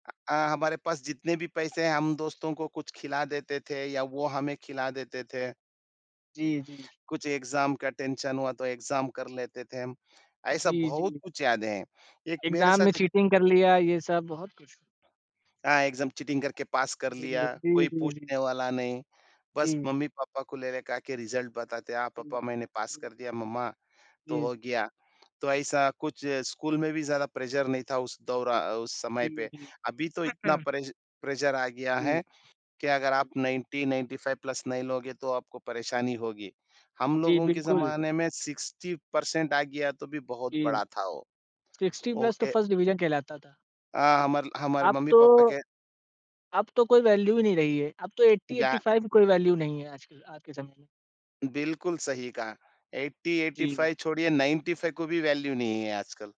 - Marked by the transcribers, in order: in English: "एग्ज़ाम"; in English: "टेंशन"; in English: "एग्ज़ाम"; in English: "एग्ज़ाम"; tapping; in English: "चीटिंग"; in English: "एग्ज़ाम चीटिंग"; in English: "रिज़ल्ट"; in English: "प्रेशर"; in English: "प्रेश प्रेशर"; in English: "नाइन्टी नाइन्टी फाइव प्लस"; in English: "सिक्स्टी पर्सेन्ट"; in English: "सिक्स्टी प्लस"; in English: "फर्स्ट डिविज़न"; in English: "ओके"; in English: "वैल्यू"; in English: "ऐटी ऐटी फाइव"; in English: "वैल्यू"; in English: "ऐटी ऐटी फाइव"; in English: "नाइन्टी फाइव"; in English: "वैल्यू"
- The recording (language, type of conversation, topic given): Hindi, unstructured, दोस्तों के साथ बिताया गया आपका सबसे खास दिन कौन सा था?
- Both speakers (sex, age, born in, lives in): male, 18-19, India, India; male, 30-34, India, India